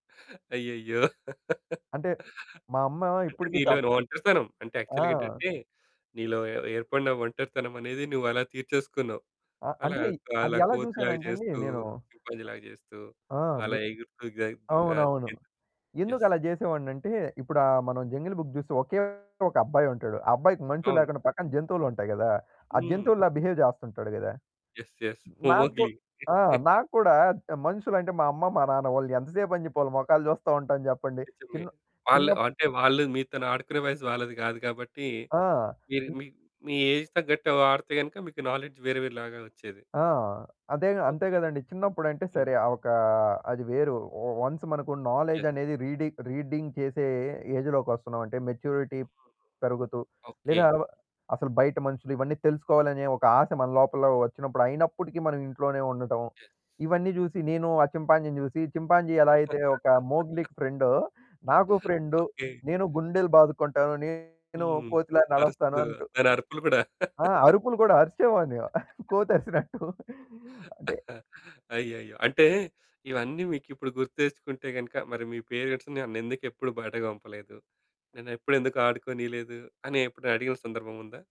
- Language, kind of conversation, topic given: Telugu, podcast, మొదటి పరిచయంలో శరీరభాషకు మీరు ఎంత ప్రాధాన్యం ఇస్తారు?
- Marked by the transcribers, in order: laugh; in English: "యాక్చువల్‌గా"; other background noise; unintelligible speech; in English: "ఎస్"; distorted speech; in English: "బిహేవ్"; in English: "ఎస్. ఎస్"; chuckle; in English: "ఏజ్‌కి"; in English: "నాలెడ్జ్"; in English: "వన్స్"; in English: "నాలెడ్జ్"; in English: "ఎస్"; in English: "రీడింగ్ రీడింగ్"; in English: "మెచ్యూరిటీ"; unintelligible speech; in English: "ఎస్"; chuckle; in English: "ఫ్రెండ్"; laugh; laughing while speaking: "కోతరిసినట్టు అంటే"; laugh; in English: "పేరెంట్స్"